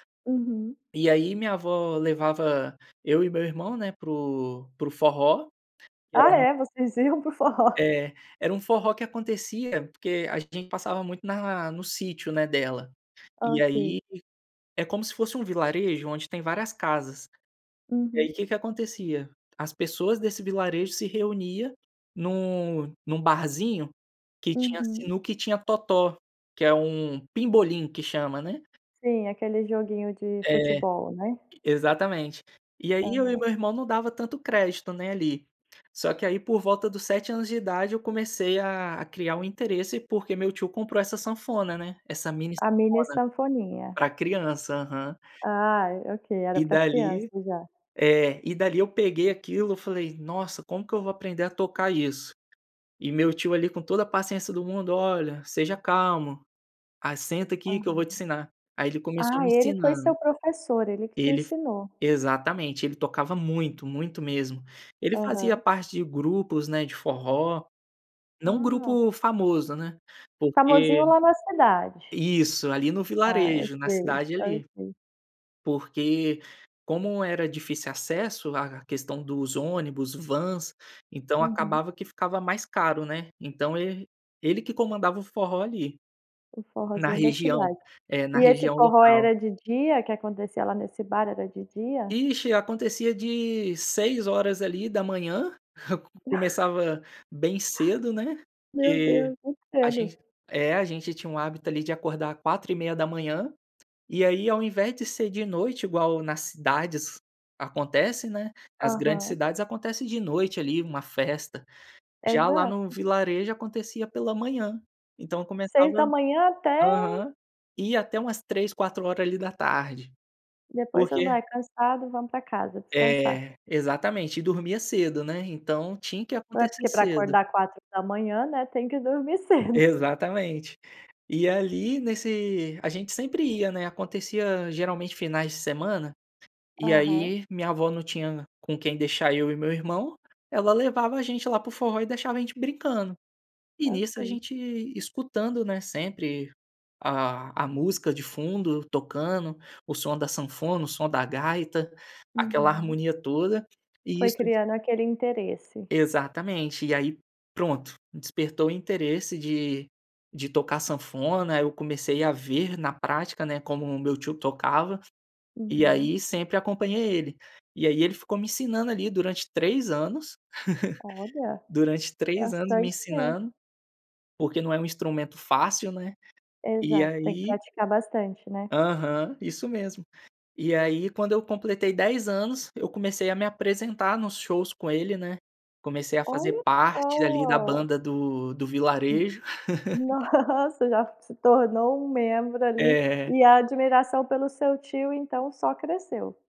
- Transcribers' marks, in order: tapping; other background noise; chuckle; chuckle; laughing while speaking: "nossa!"; chuckle
- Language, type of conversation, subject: Portuguese, podcast, Como sua família influenciou seu gosto musical?